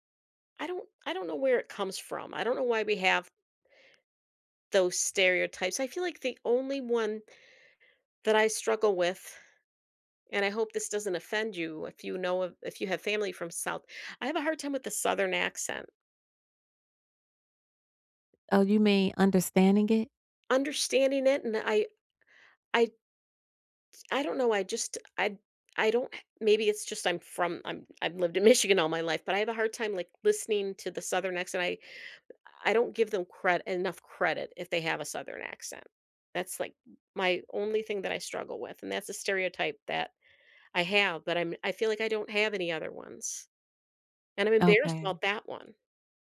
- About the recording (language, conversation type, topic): English, unstructured, How do you react when someone stereotypes you?
- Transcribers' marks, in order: inhale; laughing while speaking: "Michigan"